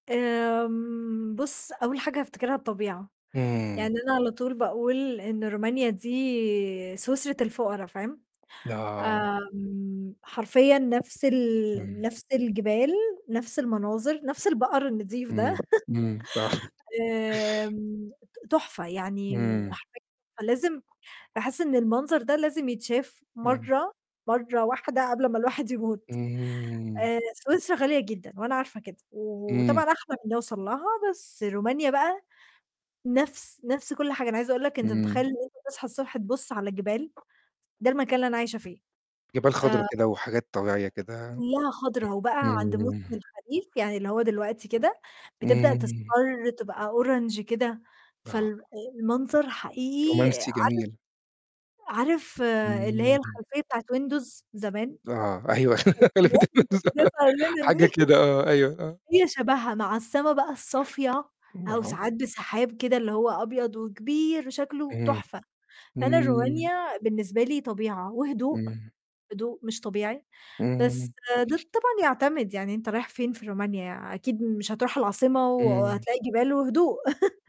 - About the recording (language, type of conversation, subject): Arabic, podcast, ممكن تحكيلي قصة عن كرم ضيافة أهل البلد؟
- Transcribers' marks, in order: chuckle; tapping; unintelligible speech; laughing while speaking: "قبل ما الواحد يموت"; other noise; in English: "Orange"; laughing while speaking: "الخلفيات اللي كانت بتظهر لنا دي"; laugh; unintelligible speech; laughing while speaking: "حاجه كده آه، أيوه، آه"; chuckle; unintelligible speech; laugh